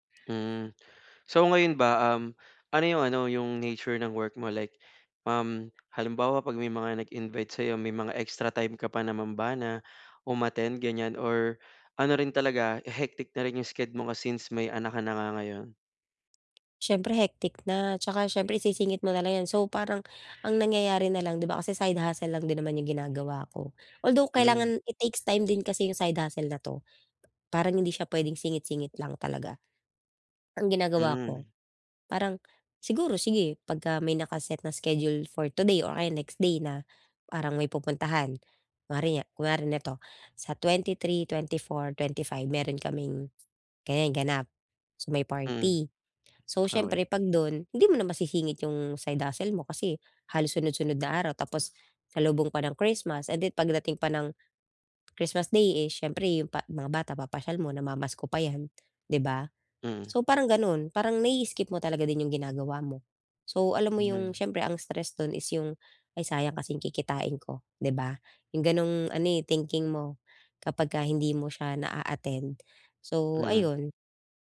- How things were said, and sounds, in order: tapping; swallow; other background noise
- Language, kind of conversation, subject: Filipino, advice, Paano ko mababawasan ang pagod at stress tuwing may mga pagtitipon o salu-salo?